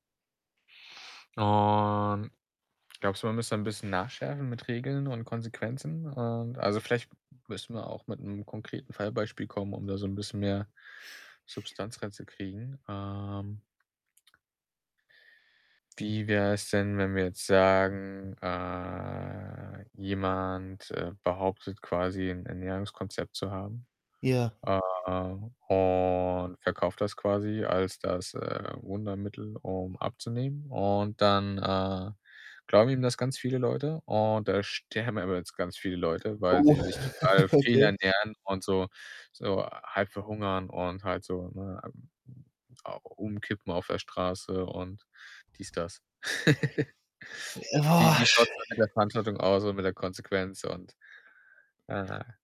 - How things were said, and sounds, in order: static; drawn out: "Und"; other background noise; drawn out: "äh"; drawn out: "und"; laugh; distorted speech; laugh; unintelligible speech
- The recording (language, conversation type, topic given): German, podcast, Welche Verantwortung haben Influencer gegenüber ihren Fans?